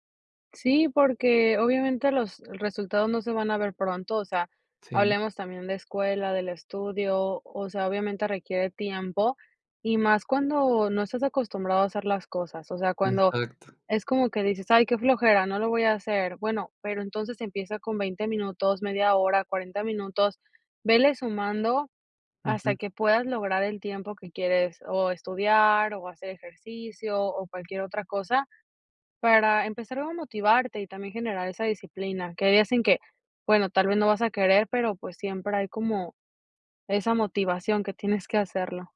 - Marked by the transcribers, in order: "ve" said as "vele"
- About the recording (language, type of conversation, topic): Spanish, podcast, ¿Qué papel tiene la disciplina frente a la motivación para ti?
- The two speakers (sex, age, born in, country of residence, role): female, 30-34, Mexico, United States, guest; male, 30-34, Mexico, Mexico, host